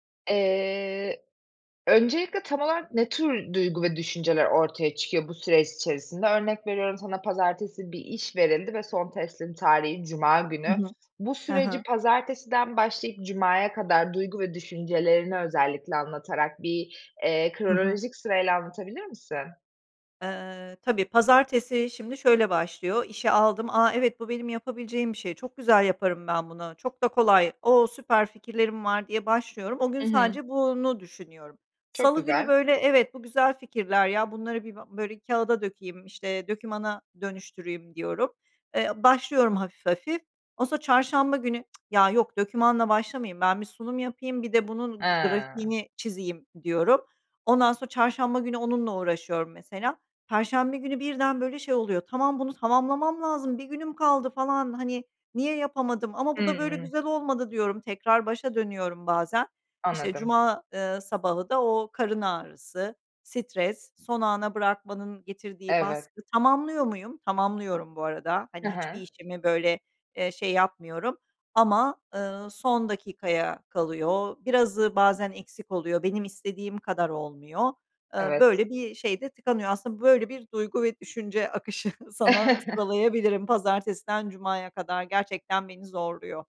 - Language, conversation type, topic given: Turkish, advice, Mükemmeliyetçilik yüzünden hedeflerini neden tamamlayamıyorsun?
- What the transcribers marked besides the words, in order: tsk; laughing while speaking: "akışı sana"; chuckle